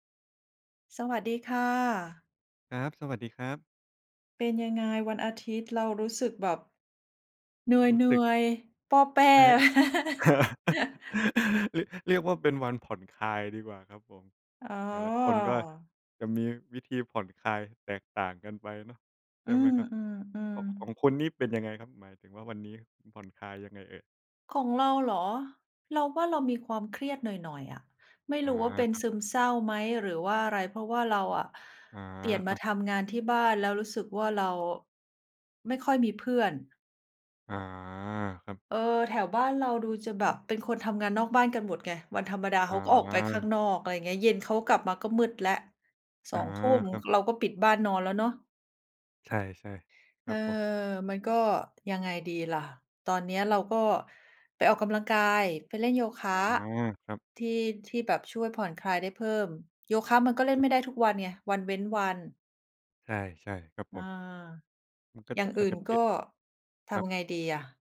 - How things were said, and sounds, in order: chuckle
- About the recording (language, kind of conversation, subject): Thai, unstructured, ศิลปะช่วยให้เรารับมือกับความเครียดอย่างไร?